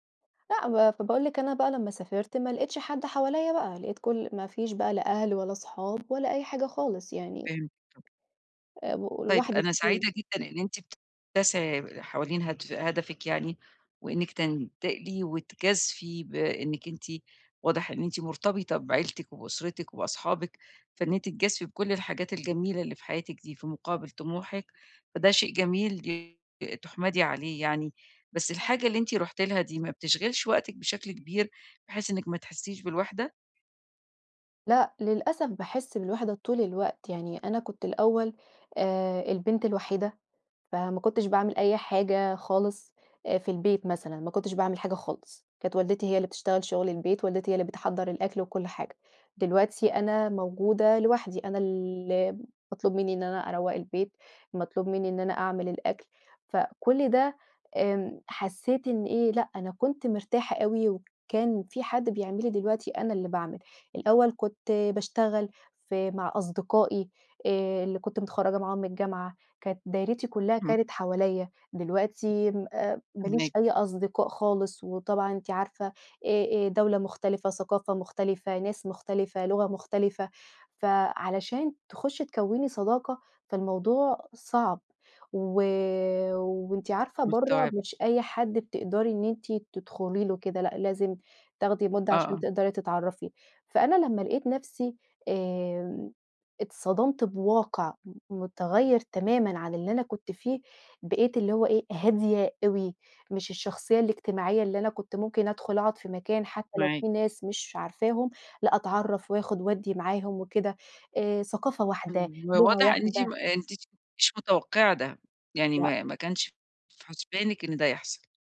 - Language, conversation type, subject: Arabic, advice, إزاي أتعامل مع الانتقال لمدينة جديدة وإحساس الوحدة وفقدان الروتين؟
- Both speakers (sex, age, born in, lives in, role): female, 30-34, Egypt, Portugal, user; female, 55-59, Egypt, Egypt, advisor
- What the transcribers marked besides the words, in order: other background noise; tapping; unintelligible speech